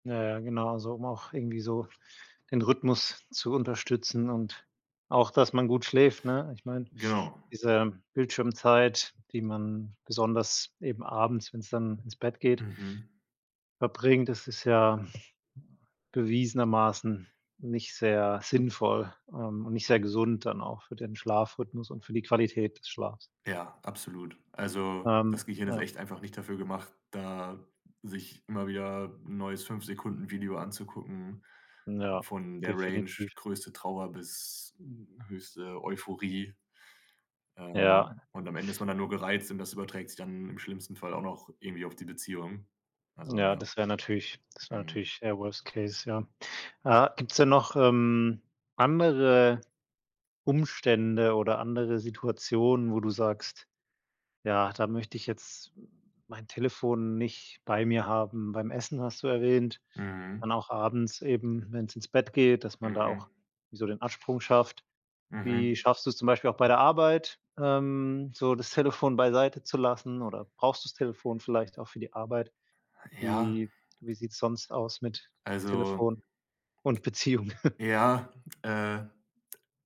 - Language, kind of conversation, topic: German, podcast, Wie setzt du Grenzen für die Handynutzung in einer Beziehung?
- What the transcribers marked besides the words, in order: other background noise; tapping; in English: "Worst Case"; chuckle